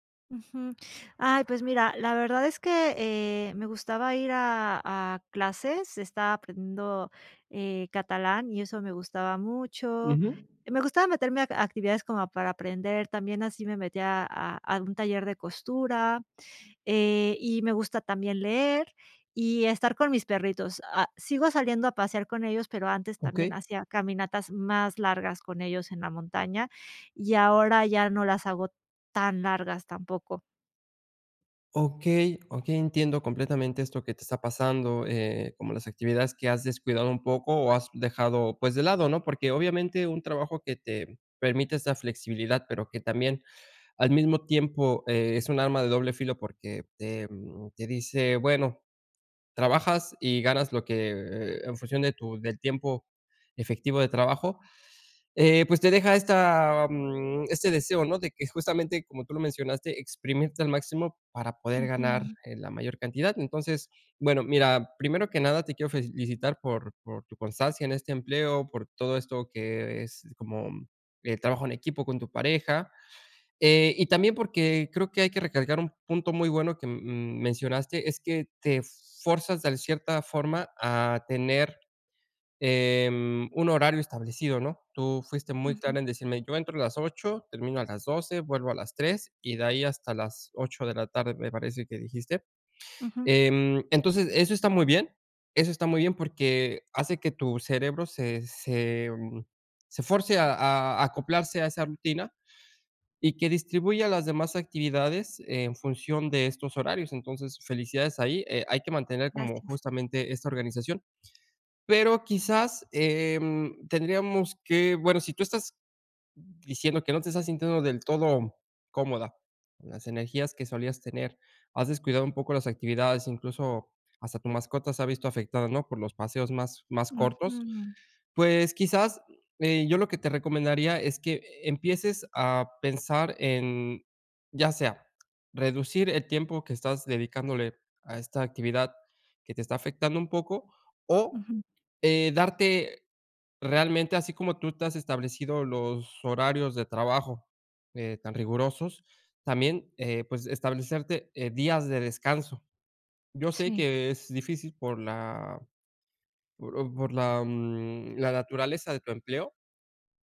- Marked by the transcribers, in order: "fuerzas" said as "forzas"; "fuerce" said as "force"; tapping
- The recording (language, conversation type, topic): Spanish, advice, ¿Cómo puedo tomarme pausas de ocio sin sentir culpa ni juzgarme?